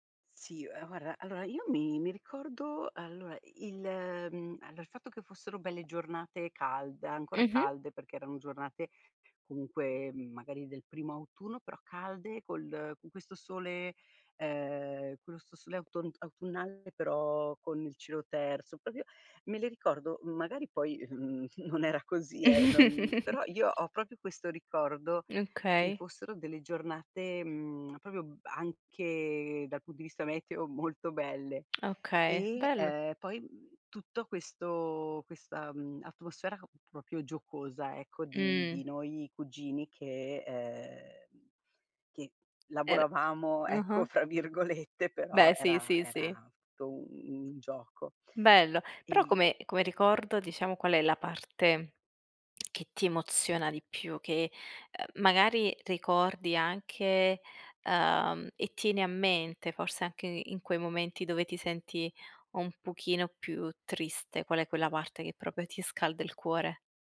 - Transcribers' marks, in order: "guarda" said as "guarra"; other background noise; "questo" said as "quelsto"; "proprio" said as "propio"; chuckle; "proprio" said as "propio"; "proprio" said as "propio"; "proprio" said as "propio"; laughing while speaking: "virgolette"; "proprio" said as "propio"
- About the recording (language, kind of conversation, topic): Italian, podcast, Qual è il ricordo d'infanzia che più ti emoziona?